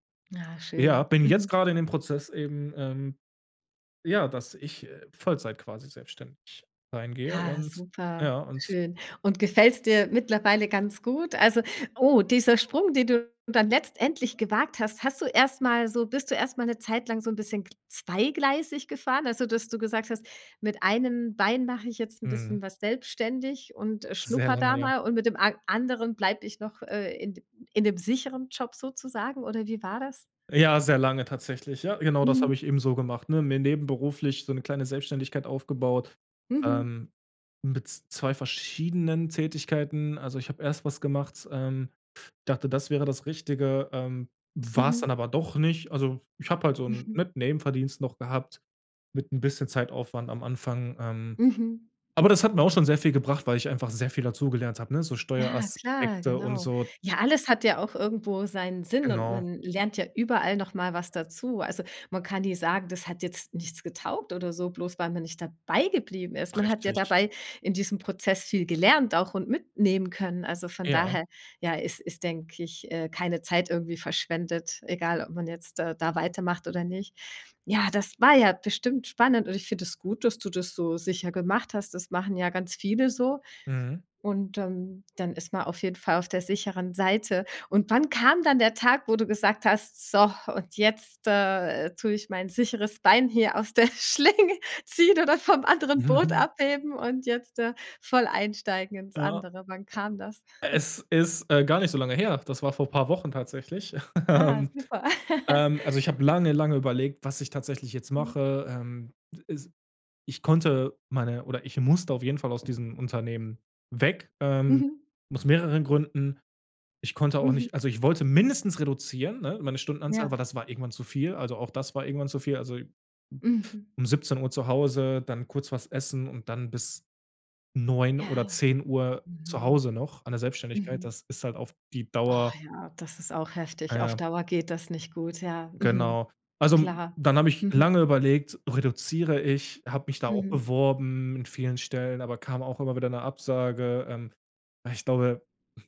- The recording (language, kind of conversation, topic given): German, podcast, Wie ist dein größter Berufswechsel zustande gekommen?
- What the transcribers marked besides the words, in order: laughing while speaking: "Schlinge, ziehen"; chuckle; laughing while speaking: "ähm"; giggle; stressed: "musste"; stressed: "mindestens"